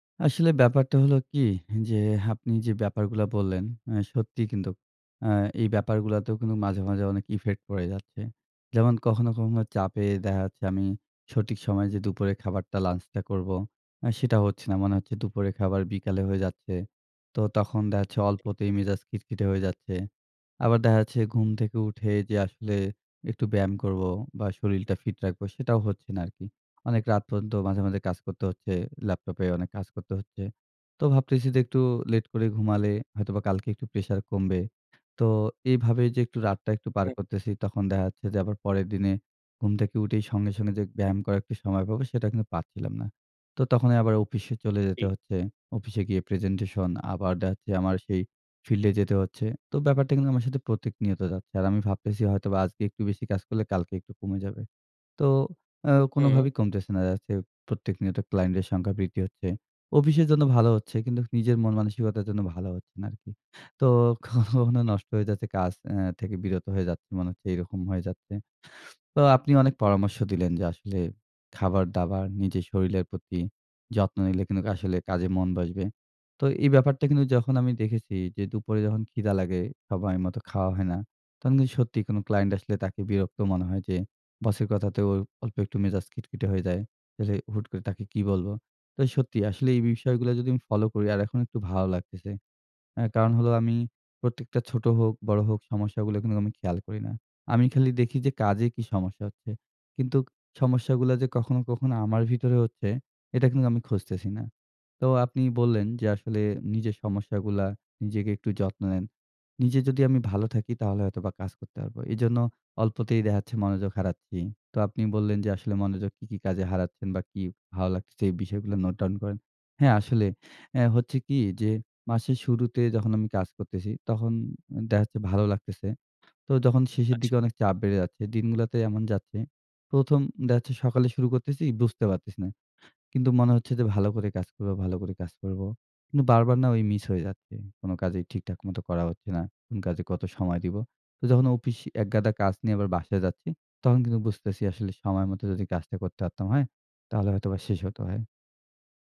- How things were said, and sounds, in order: "আপনি" said as "হাপ্নি"; in English: "effect"; "দেখা-যাচ্ছে" said as "দ্যাহাচ্ছে"; "দেখা" said as "দেহা"; "শরীরটা" said as "শরীলটা"; "দেখা" said as "দেহা"; horn; "দেখা" said as "দেহা"; "দেখা-যাচ্ছে" said as "দ্যাহাচ্ছে"; scoff; "শরীরের" said as "শরীলের"; "কিন্তু" said as "কিন্তুক"; "তখন" said as "তহন"; "কিন্তু" said as "কিন্তুক"; tapping; "দেখা" said as "দেহা"; in English: "note down"; "দেখা" said as "দেহা"; "দেখা-যাচ্ছে" said as "দ্যাহাচ্ছে"
- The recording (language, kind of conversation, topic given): Bengali, advice, কাজের অগ্রাধিকার ঠিক করা যায় না, সময় বিভক্ত হয়